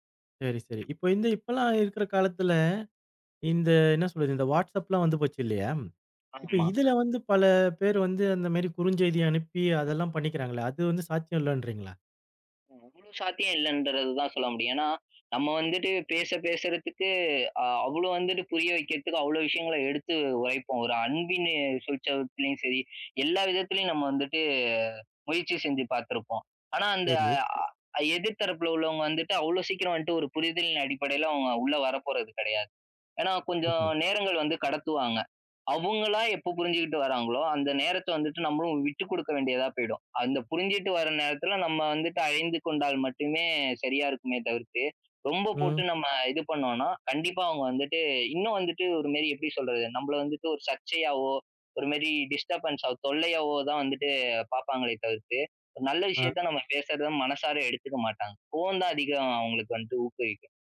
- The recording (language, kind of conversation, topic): Tamil, podcast, பழைய உறவுகளை மீண்டும் இணைத்துக்கொள்வது எப்படி?
- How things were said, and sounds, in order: tapping; other background noise; in English: "வாட்ஸ்அப்லாம்"; in English: "டிஸ்டர்பன்ஸா"